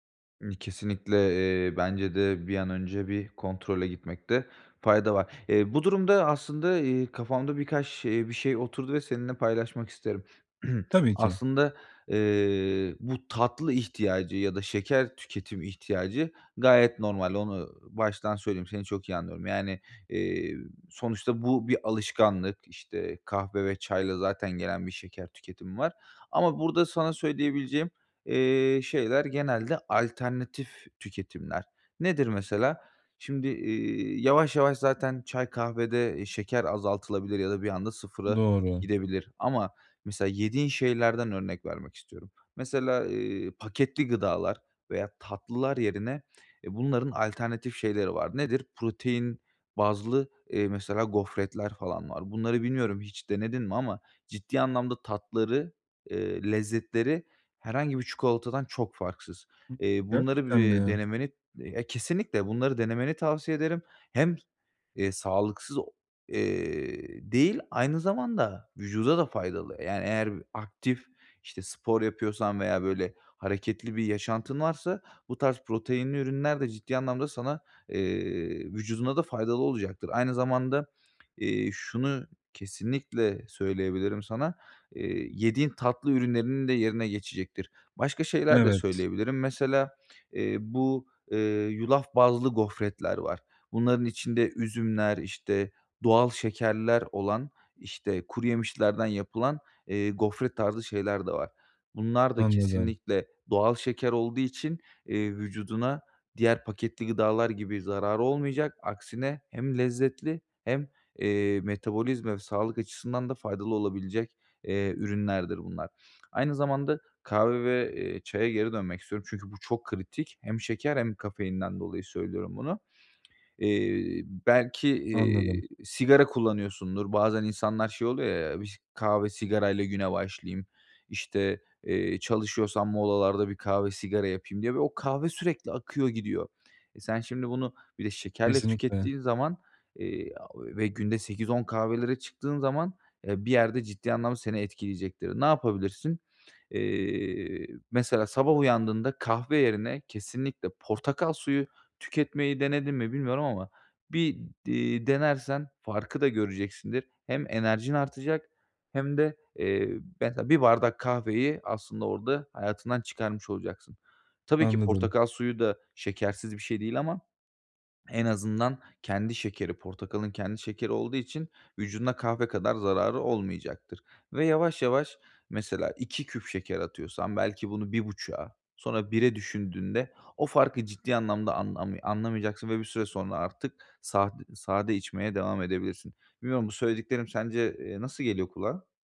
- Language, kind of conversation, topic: Turkish, advice, Şeker tüketimini azaltırken duygularımı nasıl daha iyi yönetebilirim?
- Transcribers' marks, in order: throat clearing; unintelligible speech; other background noise; unintelligible speech